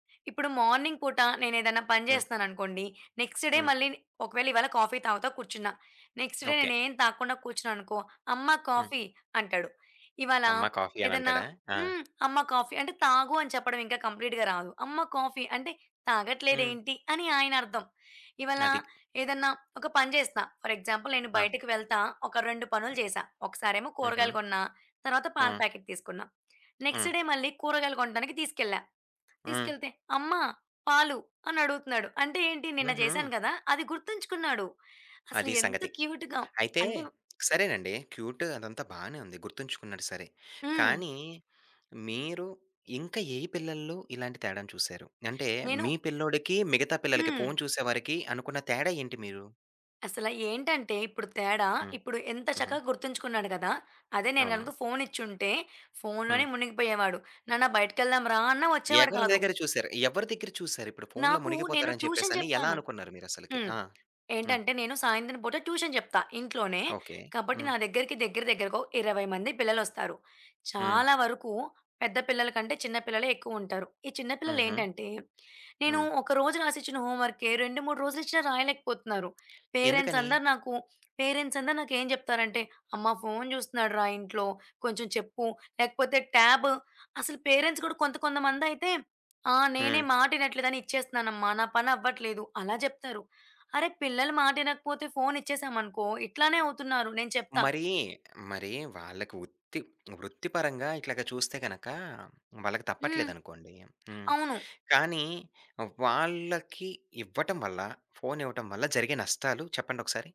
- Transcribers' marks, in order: in English: "మార్నింగ్"; in English: "నెక్స్‌ట్ డే"; in English: "కాఫీ"; in English: "నెక్స్‌ట్ డే"; in English: "కాఫీ"; in English: "కాఫీ"; in English: "కంప్లీట్‌గా"; in English: "కాఫీ"; tapping; in English: "ఫర్ ఎగ్జాంపుల్"; other background noise; in English: "ప్యాకెట్"; in English: "నెక్స్‌ట్ డే"; in English: "క్యూట్‌గా"; in English: "క్యూట్"; in English: "ట్యూషన్"; in English: "ట్యూషన్"; in English: "హోమ్"; in English: "పేరెంట్స్"; in English: "పేరెంట్స్"; in English: "ట్యాబ్"; in English: "పేరెంట్స్"
- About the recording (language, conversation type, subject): Telugu, podcast, పిల్లల డిజిటల్ వినియోగాన్ని మీరు ఎలా నియంత్రిస్తారు?